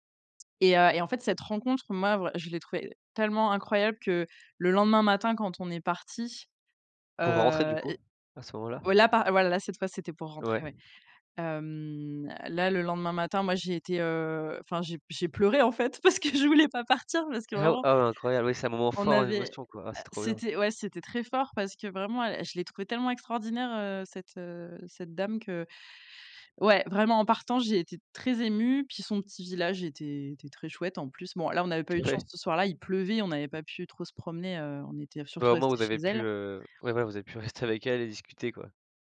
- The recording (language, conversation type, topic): French, podcast, Te souviens-tu d’un voyage qui t’a vraiment marqué ?
- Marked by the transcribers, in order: laughing while speaking: "parce que je voulais pas partir"; tapping; laughing while speaking: "Ouais"